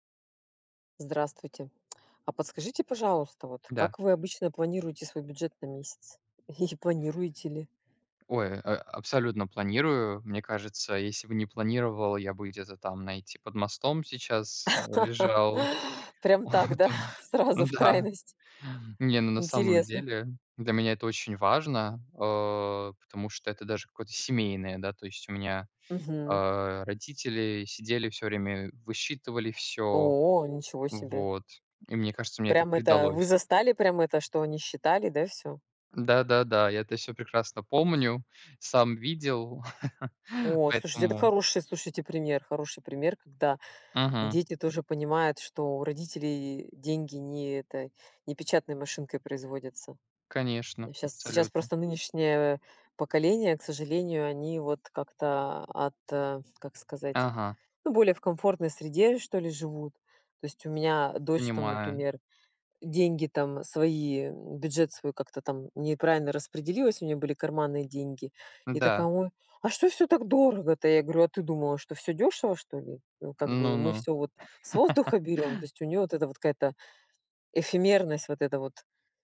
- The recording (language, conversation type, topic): Russian, unstructured, Как вы обычно планируете бюджет на месяц?
- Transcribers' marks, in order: tsk; laughing while speaking: "И"; laugh; laughing while speaking: "О да! Да"; drawn out: "О"; chuckle; put-on voice: "Ой, а что всё так дорого-то?"; laugh